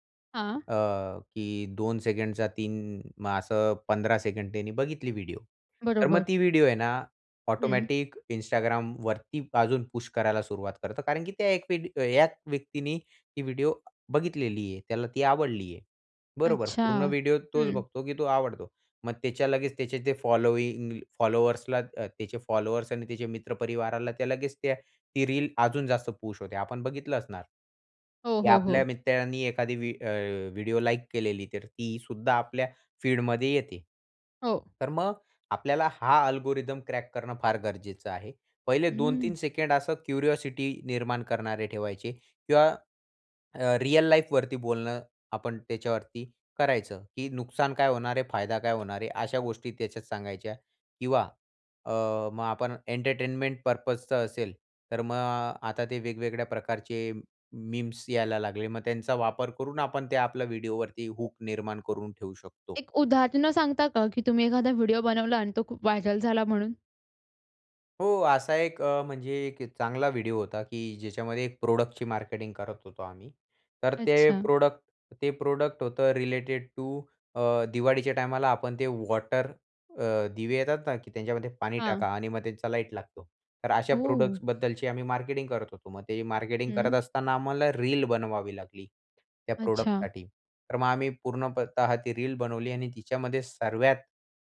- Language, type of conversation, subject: Marathi, podcast, लोकप्रिय होण्यासाठी एखाद्या लघुचित्रफितीत कोणत्या गोष्टी आवश्यक असतात?
- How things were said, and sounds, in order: in English: "पुश"; other noise; in English: "पुश"; in English: "फीड"; in English: "अल्गोरिथम क्रॅक"; in English: "क्युरिओसिटी"; in English: "लाईफ"; in English: "एंटरटेनमेंट पर्पज"; in English: "व्हायरल"; in English: "प्रोडक्टची"; in English: "प्रोडक्ट"; in English: "प्रोडक्ट"; in English: "रिलेटेड टू"; in English: "प्रोडक्टसबद्दलची"; in English: "प्रोडक्टसाठी"